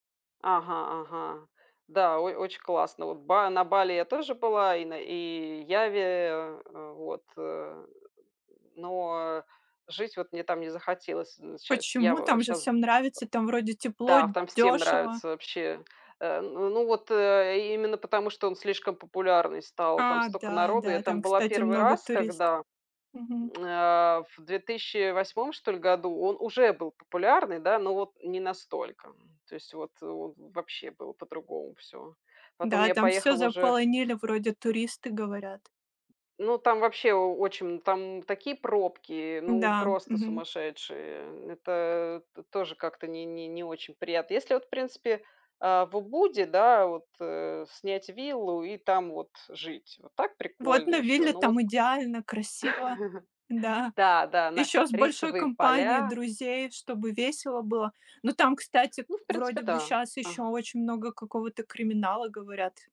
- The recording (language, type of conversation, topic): Russian, unstructured, Какие моменты в путешествиях делают тебя счастливым?
- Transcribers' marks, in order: background speech; lip smack; other background noise; chuckle